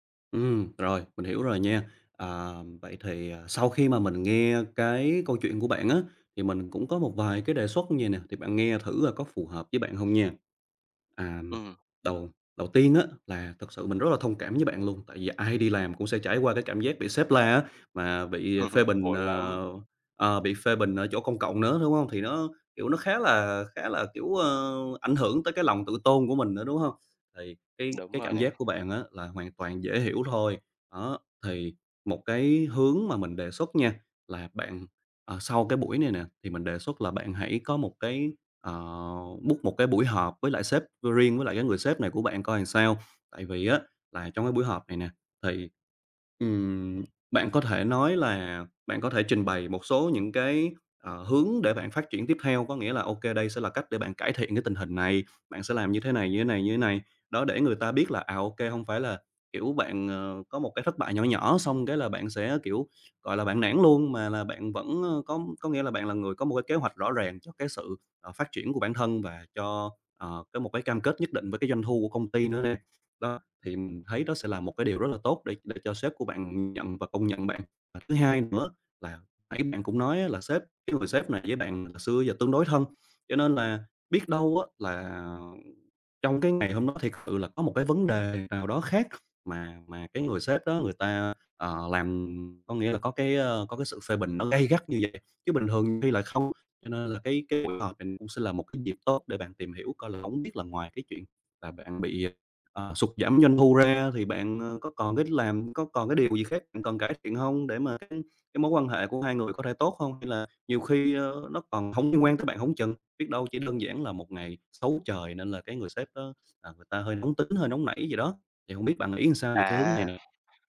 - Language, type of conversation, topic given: Vietnamese, advice, Mình nên làm gì khi bị sếp chỉ trích công việc trước mặt đồng nghiệp khiến mình xấu hổ và bối rối?
- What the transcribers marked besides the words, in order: chuckle; tapping; other background noise; in English: "book"